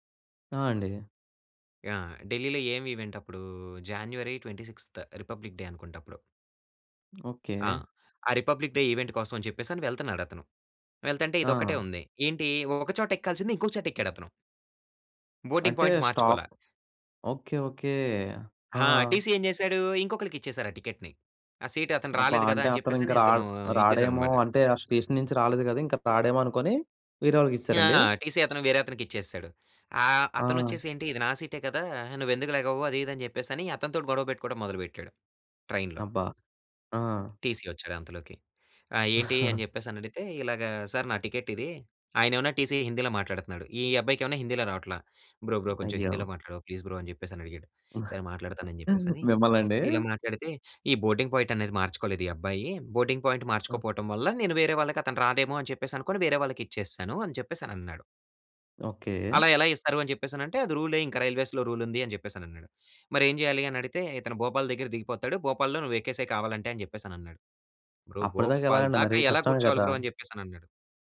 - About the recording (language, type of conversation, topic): Telugu, podcast, మొదటిసారి ఒంటరిగా ప్రయాణం చేసినప్పుడు మీ అనుభవం ఎలా ఉండింది?
- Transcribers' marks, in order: in English: "ఈవెంట్"; in English: "జాన్యువరి ట్వెంటీ సిక్స్త్ రిపబ్లిక్ డే"; in English: "రిపబ్లిక్ డే ఈవెంట్"; in English: "బోర్డింగ్ పాయింట్"; in English: "టీసీ"; in English: "సీట్"; in English: "టీసీ"; in English: "ట్రైన్‌లో"; in English: "టీసీ"; chuckle; in English: "టికెట్"; in English: "టీసీ"; in English: "బ్రో బ్రో"; in English: "ప్లీజ్ బ్రో"; chuckle; in English: "బోర్డింగ్ పాయింట్"; in English: "బోర్డింగ్ పాయింట్"; in English: "రైల్వేస్‌లో రూల్"; in English: "బ్రో!"; in English: "బ్రో"